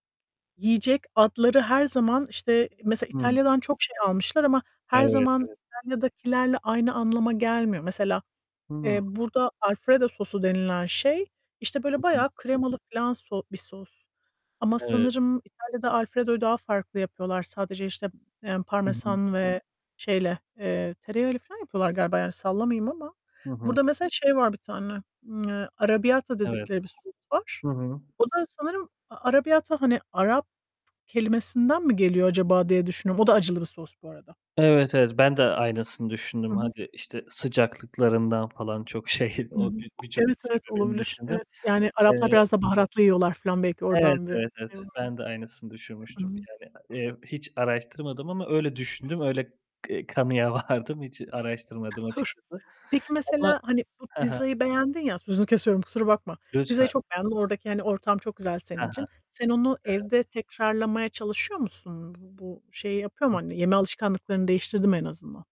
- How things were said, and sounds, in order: tapping; other background noise; static; distorted speech; in Italian: "arrabbiata"; in Italian: "arrabbiata"; laughing while speaking: "şey"; unintelligible speech; unintelligible speech; laughing while speaking: "vardım"
- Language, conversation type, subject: Turkish, unstructured, En unutulmaz yemek deneyimin neydi?
- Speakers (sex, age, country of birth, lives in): female, 40-44, Turkey, United States; male, 30-34, Turkey, Italy